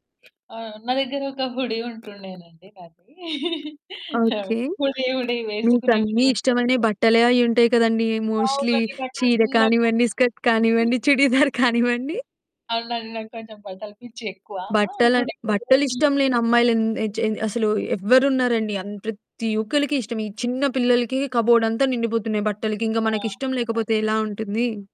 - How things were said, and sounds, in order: other background noise; in English: "హుడీ"; chuckle; in English: "హుడీ హుడీ"; distorted speech; in English: "మోస్ట్‌లి"; laughing while speaking: "చుడీదార్ కానివ్వండి"; in English: "హుడీ‌ని"; in English: "కబోర్డ్"
- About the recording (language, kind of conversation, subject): Telugu, podcast, పాత వస్తువును వదిలేయాల్సి వచ్చినప్పుడు మీకు ఎలా అనిపించింది?